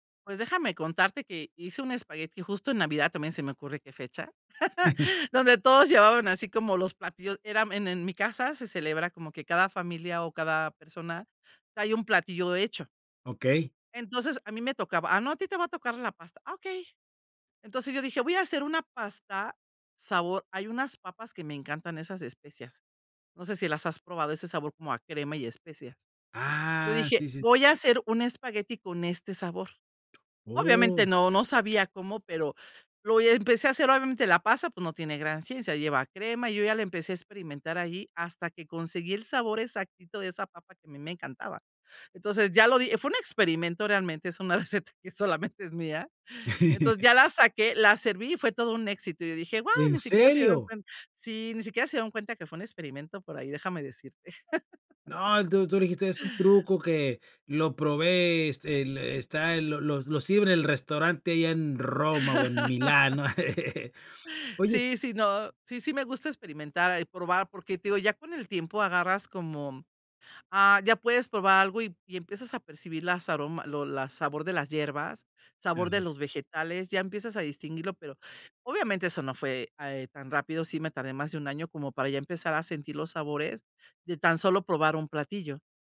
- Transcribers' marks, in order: giggle; chuckle; drawn out: "Ah"; other noise; laughing while speaking: "es una receta que solamente es mía"; giggle; surprised: "¿En serio?"; chuckle; laugh; giggle
- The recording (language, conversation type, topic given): Spanish, podcast, ¿Cómo te animas a experimentar en la cocina sin una receta fija?